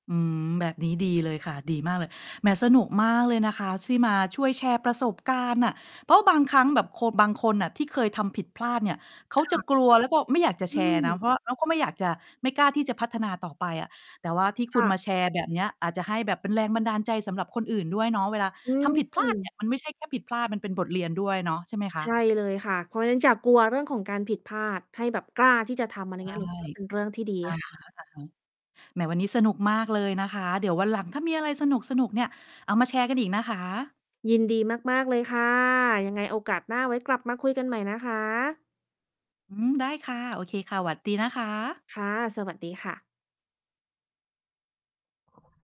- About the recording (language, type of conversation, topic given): Thai, podcast, มีเหตุการณ์อะไรที่ทำให้คุณรู้สึกว่าเติบโตขึ้นอย่างชัดเจนบ้างไหม?
- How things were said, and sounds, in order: distorted speech; other background noise